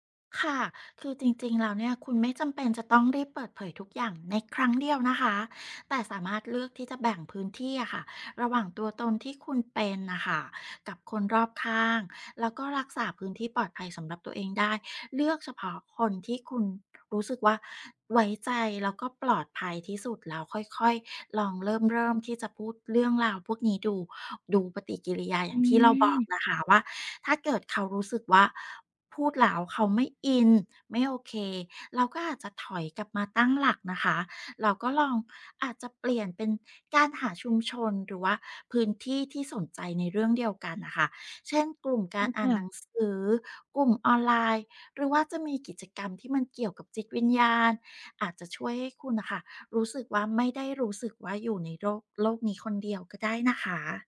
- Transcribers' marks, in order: none
- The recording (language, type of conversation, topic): Thai, advice, คุณกำลังลังเลที่จะเปิดเผยตัวตนที่แตกต่างจากคนรอบข้างหรือไม่?